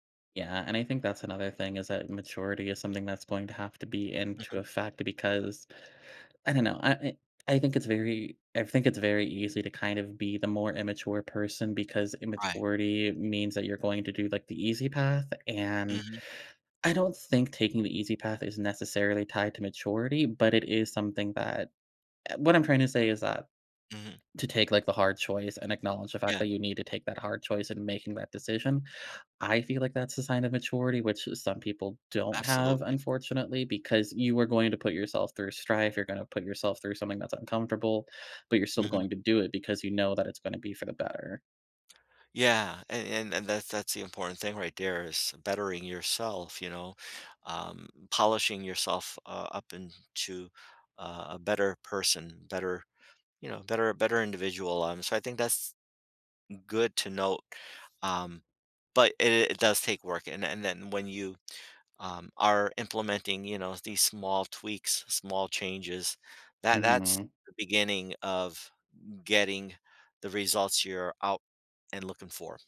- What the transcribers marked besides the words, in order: stressed: "don't"
- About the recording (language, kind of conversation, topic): English, unstructured, How can I stay connected when someone I care about changes?